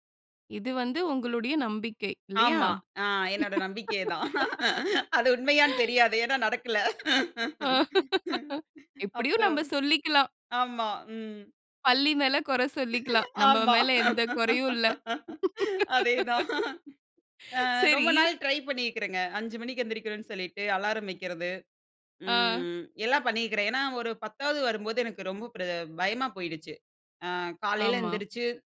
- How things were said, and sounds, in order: laughing while speaking: "அது உண்மையானு தெரியாது. ஏன்னா நடக்கல. அப்புறம்"; laugh; laughing while speaking: "எப்படியும் நம்ம சொல்லிக்கலாம்"; laughing while speaking: "ஆமா. அதேதான். ஆ ரொம்ப நாள் ட்ரை பண்ணியிருக்குறேங்க"; laugh
- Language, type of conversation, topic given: Tamil, podcast, ஒரு சிறிய மாற்றம் நீண்ட காலத்தில் எவ்வாறு பெரிய மாற்றமாக மாறியது?